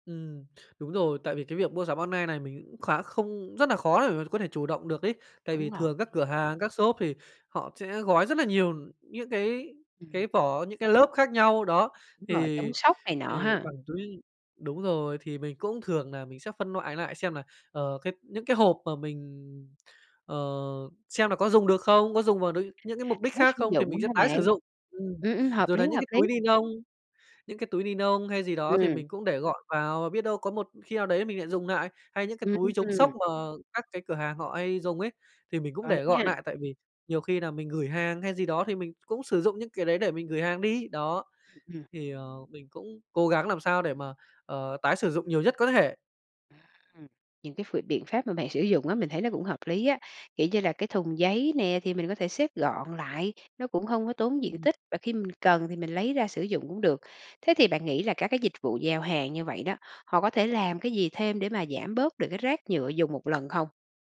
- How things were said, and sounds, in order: "online" said as "on nai"; other background noise; "loại" said as "noại"; tapping
- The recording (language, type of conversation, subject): Vietnamese, podcast, Bạn thường làm gì để giảm rác thải nhựa trong gia đình?